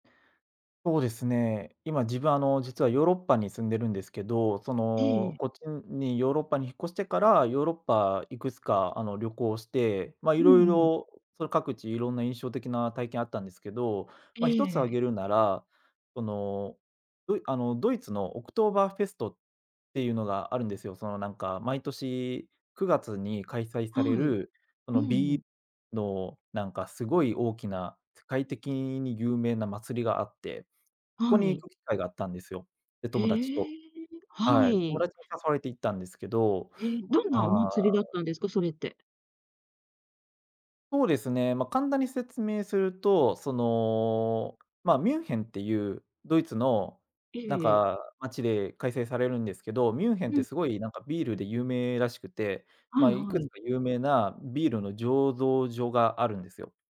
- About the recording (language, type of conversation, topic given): Japanese, podcast, 旅行で一番印象に残った体験は？
- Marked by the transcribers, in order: none